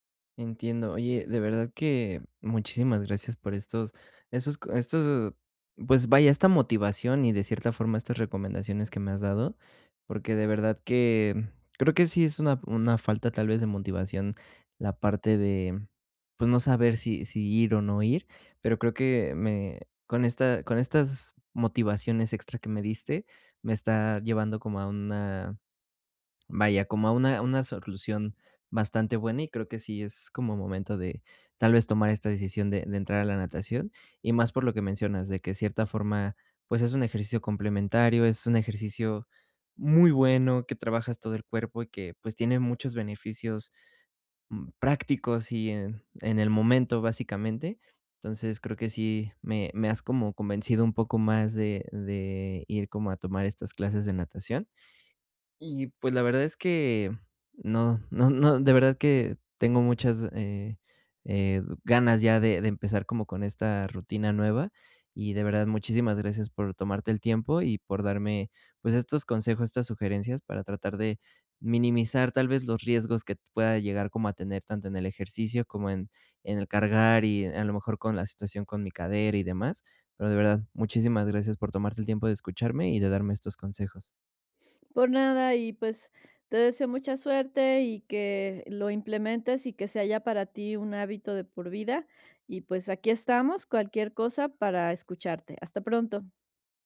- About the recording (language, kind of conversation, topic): Spanish, advice, ¿Cómo puedo crear rutinas y hábitos efectivos para ser más disciplinado?
- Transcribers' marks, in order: stressed: "muy"